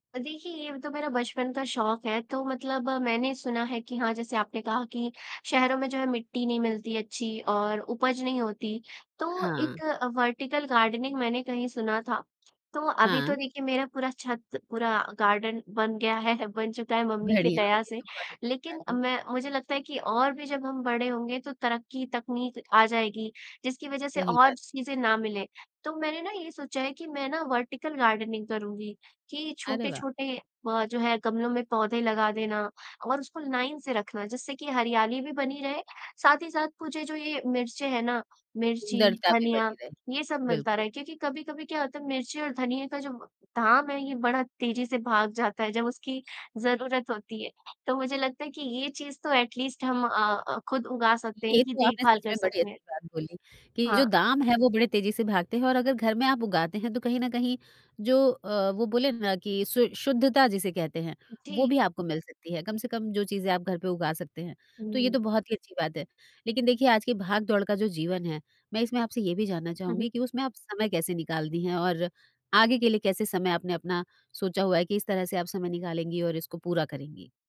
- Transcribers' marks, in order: in English: "वर्टीकल गार्डनिंग"; in English: "गार्डन"; chuckle; in English: "वर्टीकल गार्डनिंग"; in English: "लाइन"; in English: "एट लीस्ट"
- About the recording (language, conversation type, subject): Hindi, podcast, बचपन का कोई शौक अभी भी ज़िंदा है क्या?